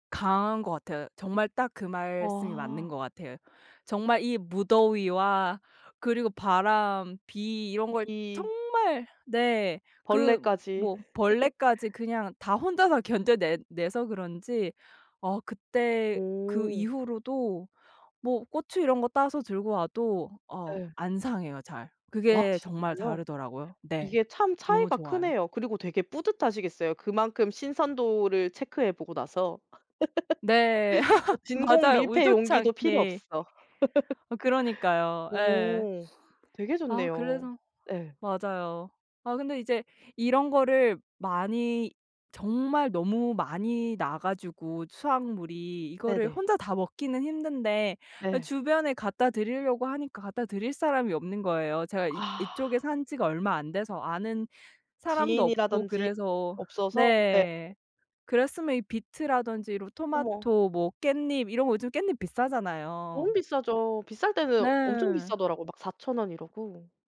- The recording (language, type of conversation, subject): Korean, podcast, 작은 정원이나 화분 하나로 삶을 단순하게 만들 수 있을까요?
- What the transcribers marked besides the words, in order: laugh; tapping; laugh; laugh; laugh; other background noise